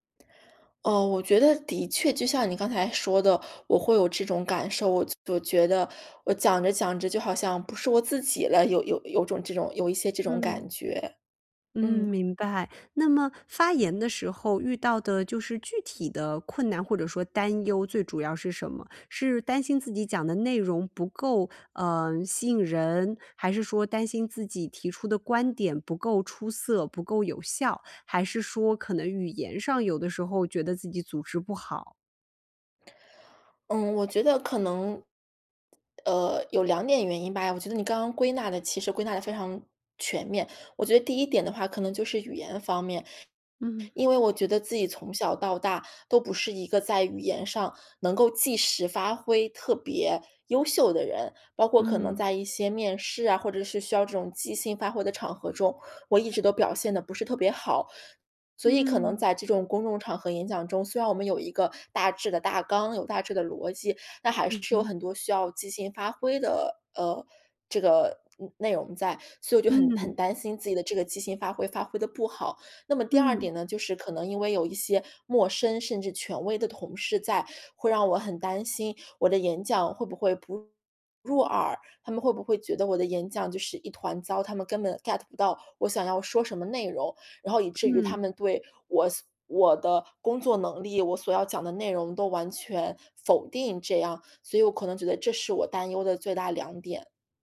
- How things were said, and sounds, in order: in English: "get"
- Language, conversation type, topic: Chinese, advice, 我怎样才能在公众场合更自信地发言？